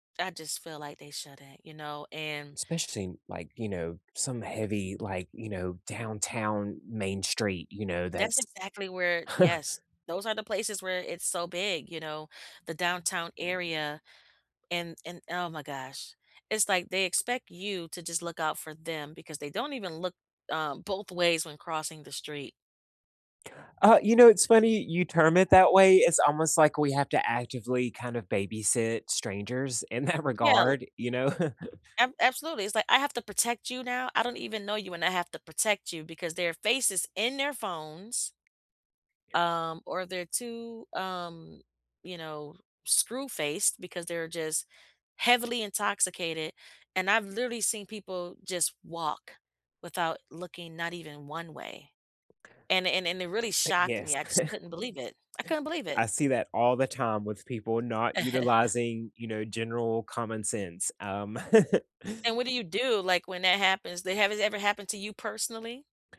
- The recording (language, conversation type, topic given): English, unstructured, What annoys you most about crowded tourist spots?
- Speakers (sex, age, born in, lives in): female, 35-39, United States, United States; male, 35-39, United States, United States
- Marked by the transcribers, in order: tapping; chuckle; other background noise; laughing while speaking: "that"; chuckle; chuckle; chuckle; chuckle